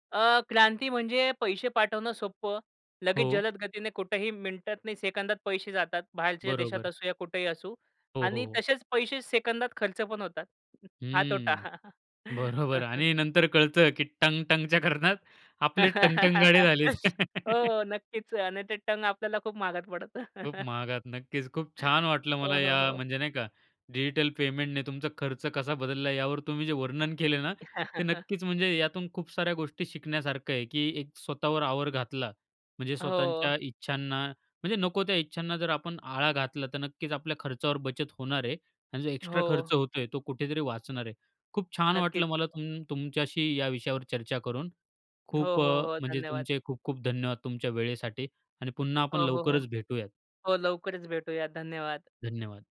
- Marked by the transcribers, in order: tapping; laugh; laugh; laughing while speaking: "हो नक्कीच. आणि ते टंग आपल्याला खूप महागात पडतं"; laughing while speaking: "टंग-टंग गाडे झालेत"; laugh; chuckle; chuckle
- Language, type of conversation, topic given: Marathi, podcast, डिजिटल पेमेंटमुळे तुमच्या खर्चाच्या सवयींमध्ये कोणते बदल झाले?